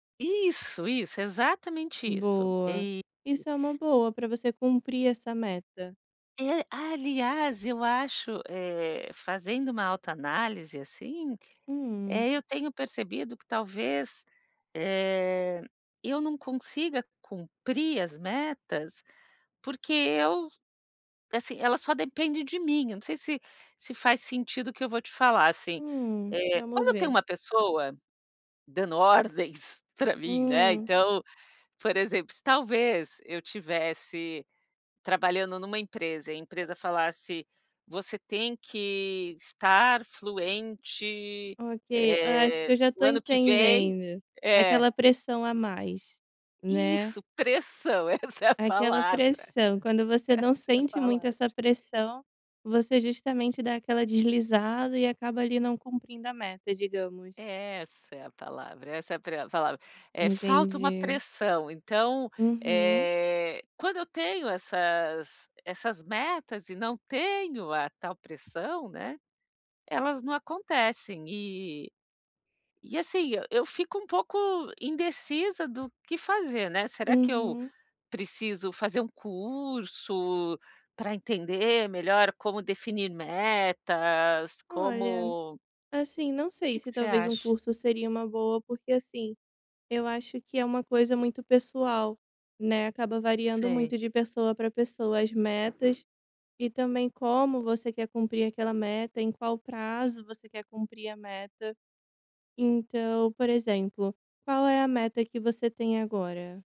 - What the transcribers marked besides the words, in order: tapping; laughing while speaking: "essa é a palavra, essa é a palavra"
- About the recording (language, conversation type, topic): Portuguese, advice, Como posso definir metas, prazos e revisões regulares para manter a disciplina?